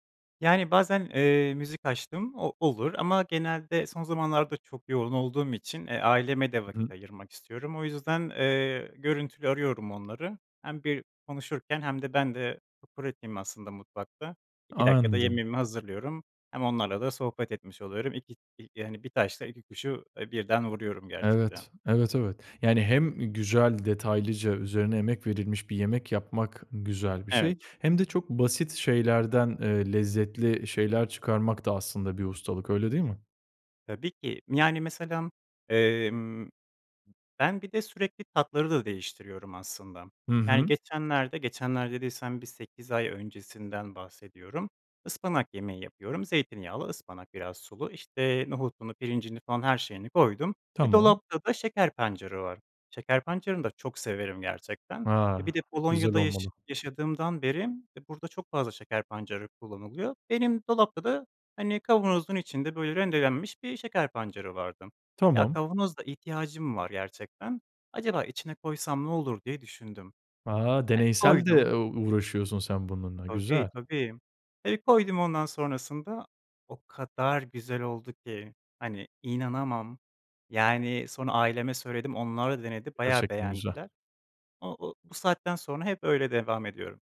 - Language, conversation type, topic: Turkish, podcast, Mutfakta en çok hangi yemekleri yapmayı seviyorsun?
- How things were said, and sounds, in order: tapping; other background noise